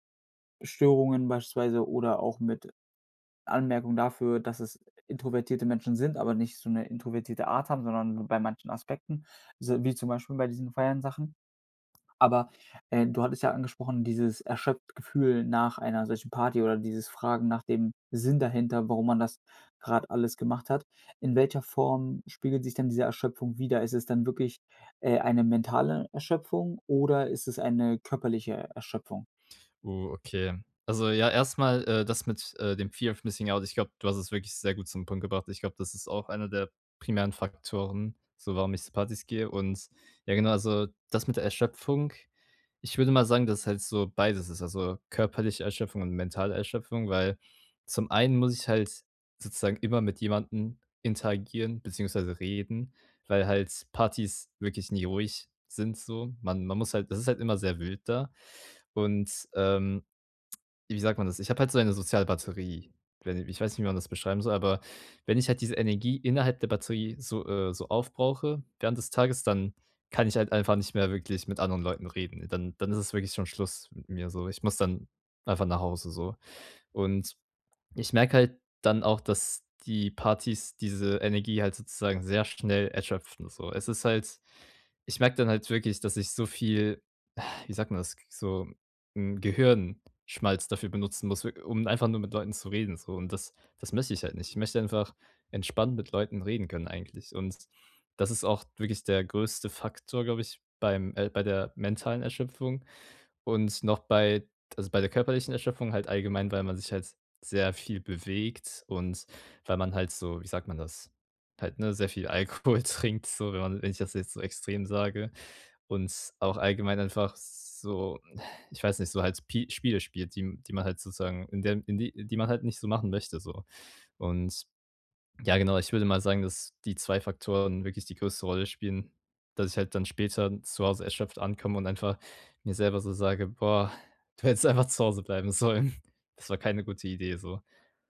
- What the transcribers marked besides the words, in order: in English: "Fear of Missing Out"; sigh; laughing while speaking: "Alkohol trinkt"; sigh; laughing while speaking: "hättest"; laughing while speaking: "sollen"
- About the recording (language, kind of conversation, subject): German, advice, Wie kann ich bei Partys und Feiertagen weniger erschöpft sein?